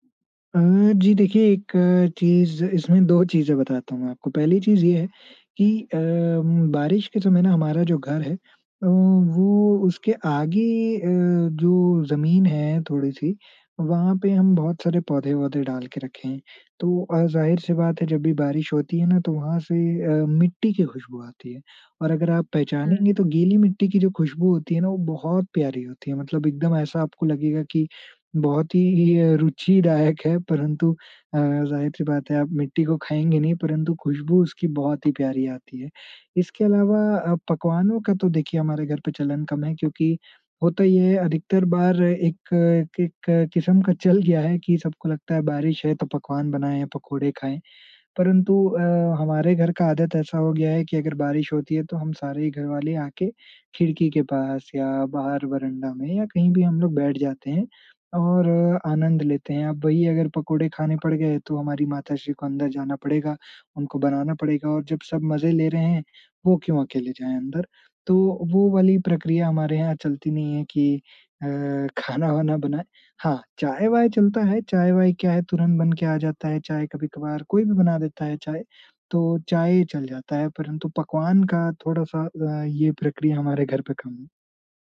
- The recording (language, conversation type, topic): Hindi, podcast, बारिश में घर का माहौल आपको कैसा लगता है?
- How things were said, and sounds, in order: "एक- एक" said as "केक"